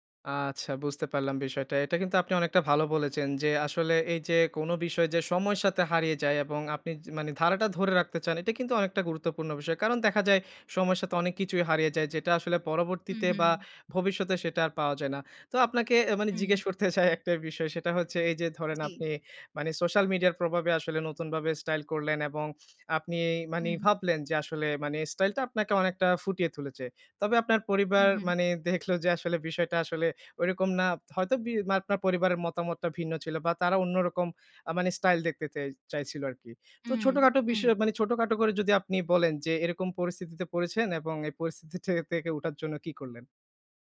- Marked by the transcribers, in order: laughing while speaking: "জিজ্ঞেস করতে চাই একটা বিষয়"; other background noise; "প্রভাবে" said as "প্রবাবে"; "ভাবে" said as "বাবে"; "তুলেছে" said as "তুলচে"; "থেকে" said as "ঠেটে"
- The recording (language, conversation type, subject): Bengali, podcast, স্টাইলিংয়ে সোশ্যাল মিডিয়ার প্রভাব আপনি কেমন দেখেন?